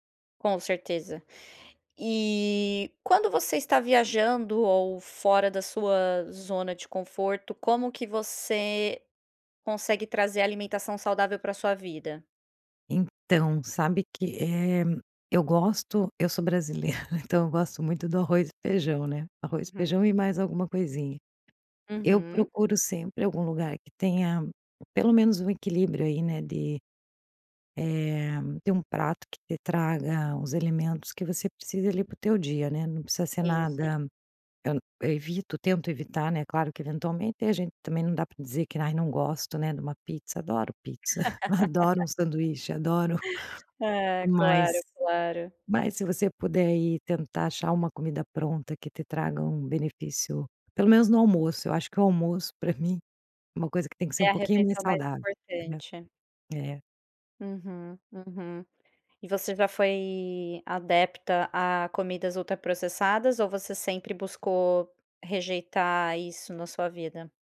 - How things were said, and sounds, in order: chuckle; laugh
- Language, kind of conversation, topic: Portuguese, podcast, Como a comida da sua infância marcou quem você é?